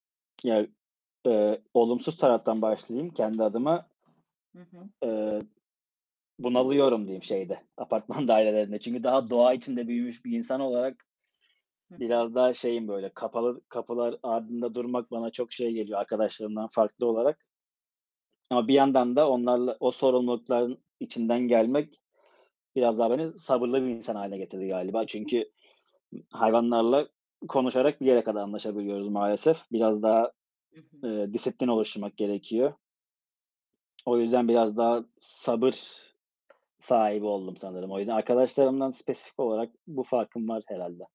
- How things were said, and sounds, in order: tapping; other background noise; static
- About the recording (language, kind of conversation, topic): Turkish, unstructured, Hayvan beslemek çocuklara hangi değerleri öğretir?